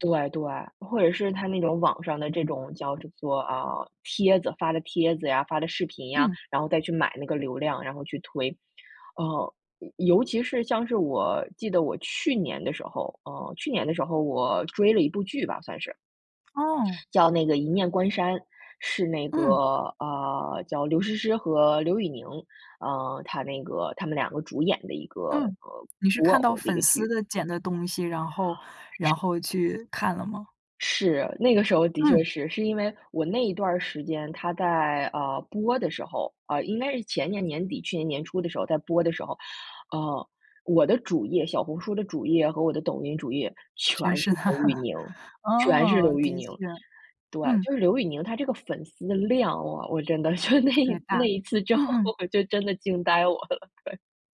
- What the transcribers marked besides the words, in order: other background noise; laughing while speaking: "他"; laugh; laugh; laughing while speaking: "就那 那一次之后我就真的惊呆我了，对"
- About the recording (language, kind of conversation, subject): Chinese, podcast, 粉丝文化对剧集推广的影响有多大？